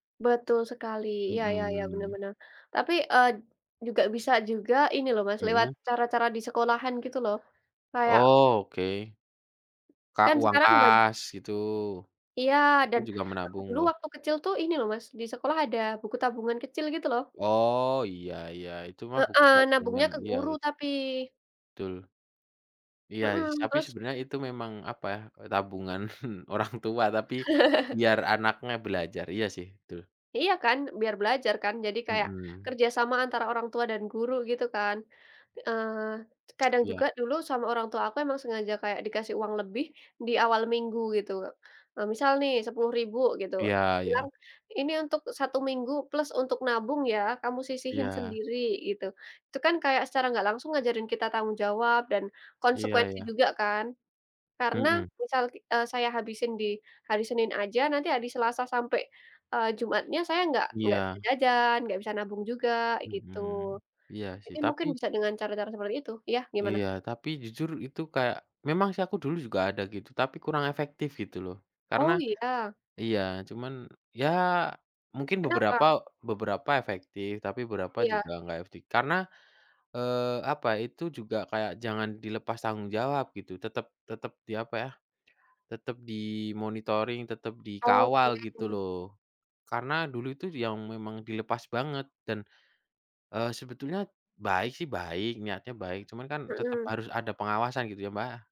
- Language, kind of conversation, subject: Indonesian, unstructured, Bagaimana cara mengajarkan anak tentang uang?
- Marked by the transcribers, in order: tapping; chuckle; laughing while speaking: "orang tua"; laugh; other background noise; tsk; "efektif" said as "eftik"